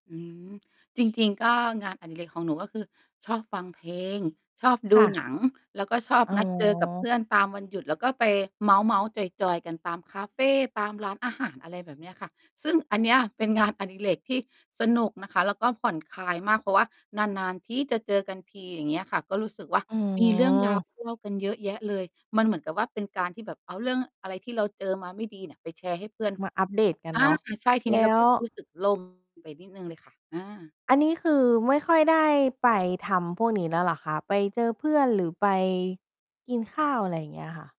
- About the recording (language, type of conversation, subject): Thai, podcast, มีงานอดิเรกอะไรที่คุณอยากกลับไปทำอีกครั้ง แล้วอยากเล่าให้ฟังไหม?
- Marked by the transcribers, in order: tapping; distorted speech; laughing while speaking: "เป็นงาน"